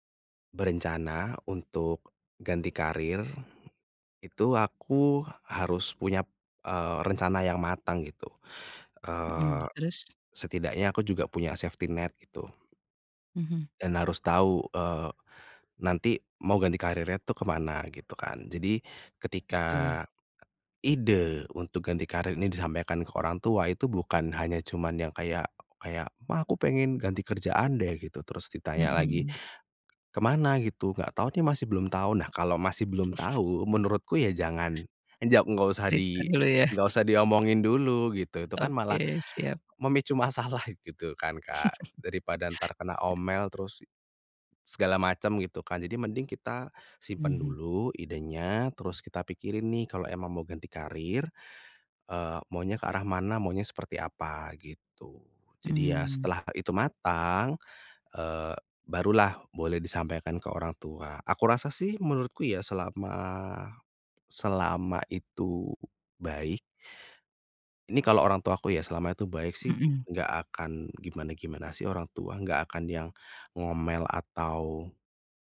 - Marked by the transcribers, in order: in English: "safety net"; tapping; chuckle; other background noise; chuckle; chuckle; laughing while speaking: "masalah"
- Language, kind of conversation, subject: Indonesian, podcast, Bagaimana cara menjelaskan kepada orang tua bahwa kamu perlu mengubah arah karier dan belajar ulang?